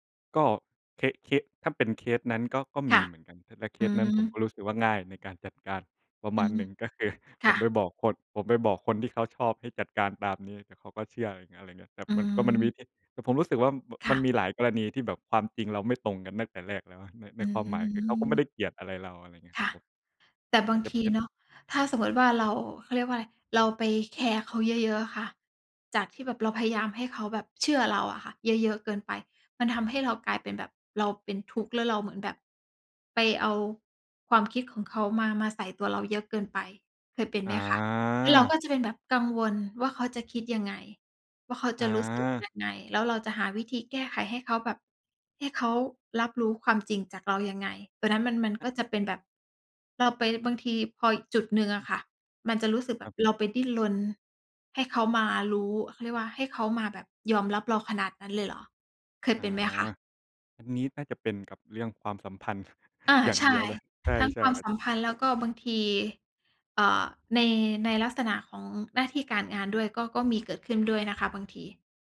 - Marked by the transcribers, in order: laughing while speaking: "คือ"; chuckle; tapping; other background noise
- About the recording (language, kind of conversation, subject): Thai, unstructured, เมื่อไหร่ที่คุณคิดว่าความซื่อสัตย์เป็นเรื่องยากที่สุด?